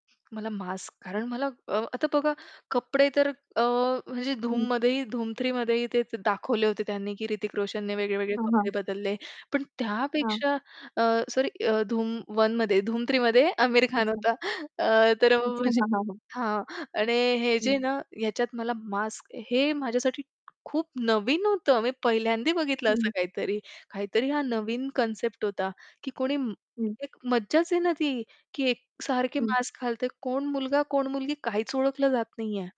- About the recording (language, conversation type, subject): Marathi, podcast, तुला माध्यमांच्या जगात हरवायला का आवडते?
- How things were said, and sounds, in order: tapping; distorted speech; other background noise; laughing while speaking: "धूम थ्री मध्ये आमिर खान होता"; static